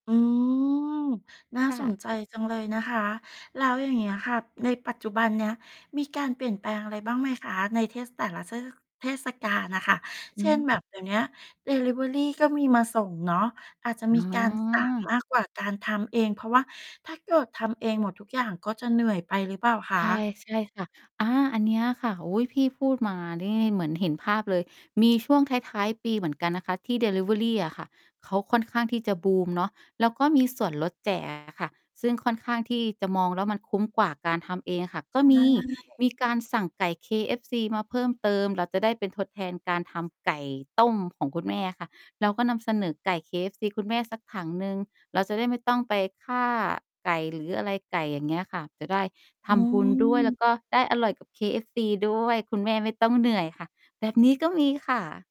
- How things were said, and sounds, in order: drawn out: "อืม"; distorted speech; other noise
- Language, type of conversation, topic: Thai, podcast, ในงานฉลองของครอบครัวคุณ มีอาหารจานไหนที่ขาดไม่ได้บ้าง และทำไมถึงสำคัญ?